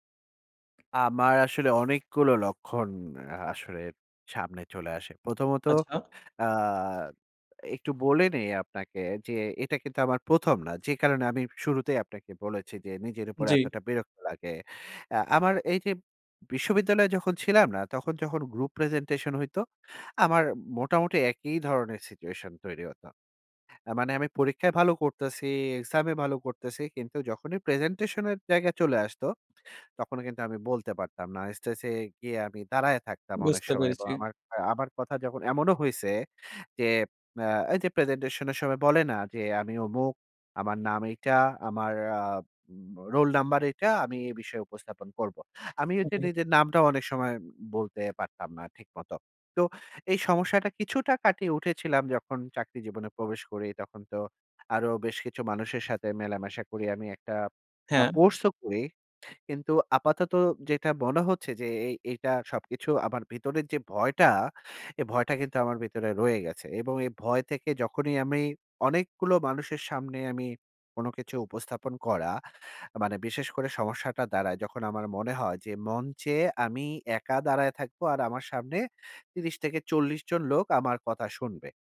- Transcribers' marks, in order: tapping
- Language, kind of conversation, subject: Bengali, advice, ভিড় বা মানুষের সামনে কথা বলার সময় কেন আমার প্যানিক হয় এবং আমি নিজেকে নিয়ন্ত্রণ করতে পারি না?